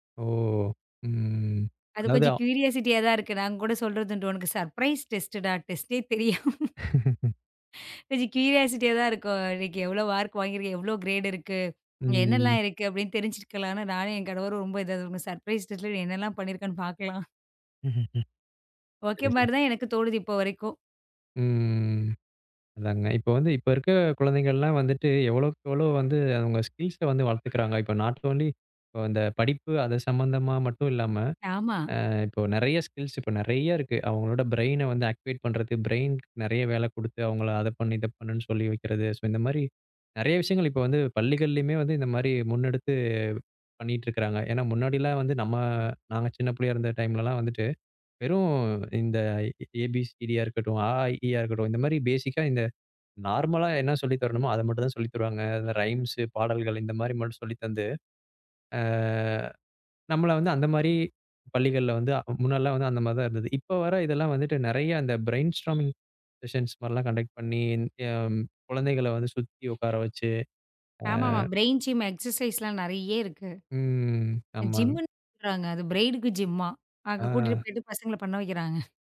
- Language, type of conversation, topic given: Tamil, podcast, குழந்தைகளை படிப்பில் ஆர்வம் கொள்ளச் செய்வதில் உங்களுக்கு என்ன அனுபவம் இருக்கிறது?
- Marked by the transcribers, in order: drawn out: "ஓ. ம்"; in English: "கியூரியாசிட்டி"; in English: "சர்ப்ரைஸ் டெஸ்டுடா, டேஸ்ட்டே"; chuckle; laughing while speaking: "கொஞ்சம் கியூரியாசிட்டியா தான் இருக்கும்"; laugh; in English: "கியூரியாசிட்டியா"; in English: "மார்க்"; in English: "கிரேடு"; drawn out: "ம்"; in English: "சர்ப்ரைஸ்"; tapping; chuckle; in English: "ஓகே"; drawn out: "ம்"; in English: "ஸ்கில்ஸ்"; in English: "நாட் ஒன்லி"; in English: "ஸ்கில்ஸ்"; in English: "ஆக்டிவேட்"; in English: "பிரைன்"; in English: "பேசிக்கா"; in English: "நார்மலா"; in English: "ரைம்ஸ்"; in English: "பிரைன்ஸ்ட்ரோமிங் செஷன்"; other noise; in English: "கண்டக்ட்"; in English: "பிரைன் ஜிம் எக்ஸசைஸ்"; drawn out: "ம்"; in English: "ஜிம்ன்னு"; in English: "பிரைனுக்கு ஜிம்மா"; other background noise; giggle